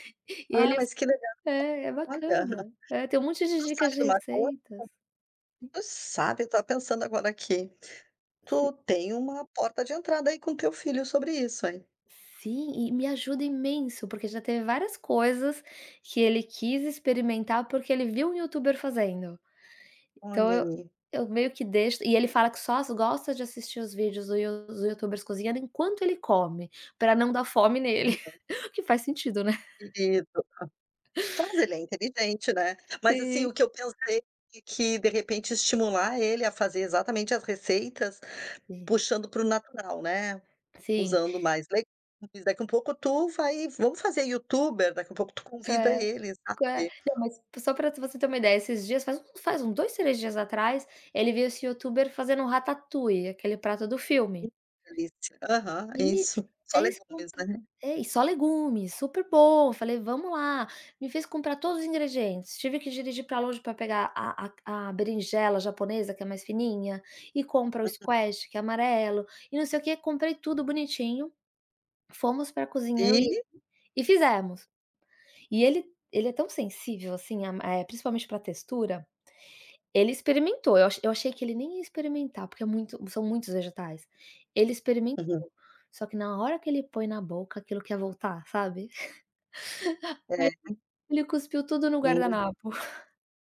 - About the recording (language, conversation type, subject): Portuguese, advice, Como é morar com um parceiro que tem hábitos alimentares opostos?
- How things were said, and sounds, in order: chuckle; tapping; in French: "ratatouille"; in English: "squash"; chuckle; chuckle